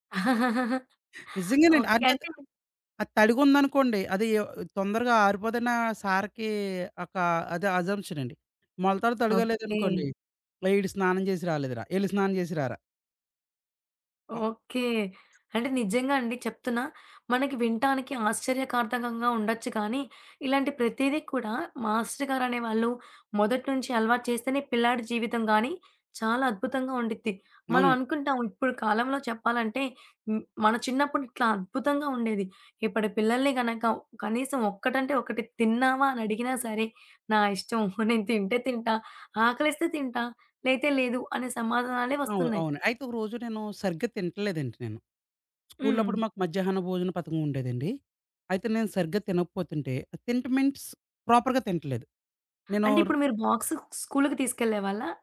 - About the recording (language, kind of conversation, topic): Telugu, podcast, చిన్నప్పటి పాఠశాల రోజుల్లో చదువుకు సంబంధించిన ఏ జ్ఞాపకం మీకు ఆనందంగా గుర్తొస్తుంది?
- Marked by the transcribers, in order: chuckle; tapping; other background noise; laughing while speaking: "నేను తింటే తింటా"; in English: "మీన్స్ ప్రాపర్‌గా"